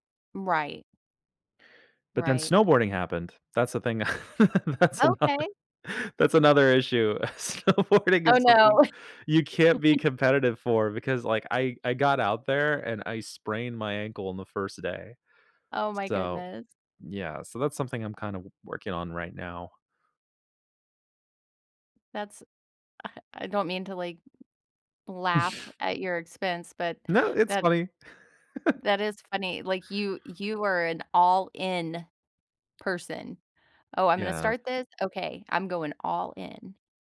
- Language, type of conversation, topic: English, unstructured, How do I handle envy when someone is better at my hobby?
- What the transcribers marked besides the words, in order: chuckle; laughing while speaking: "that's another"; laughing while speaking: "snowboarding"; laugh; laughing while speaking: "I"; chuckle; laugh; tapping